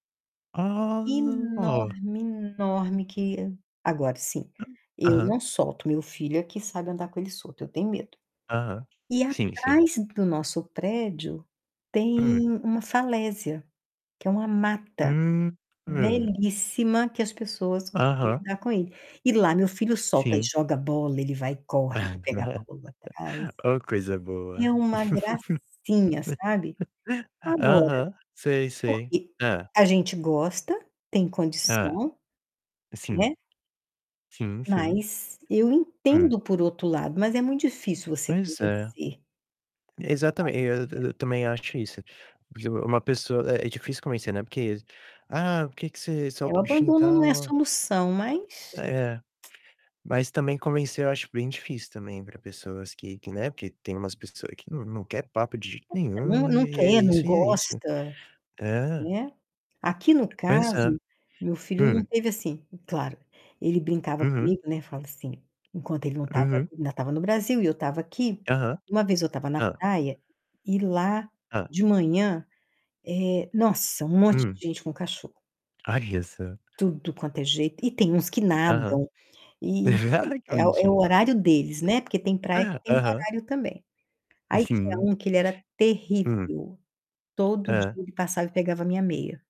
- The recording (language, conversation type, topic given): Portuguese, unstructured, Como convencer alguém a não abandonar um cachorro ou um gato?
- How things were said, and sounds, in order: drawn out: "Ó"; tapping; distorted speech; other background noise; unintelligible speech; laugh; laugh; tongue click; laugh; laugh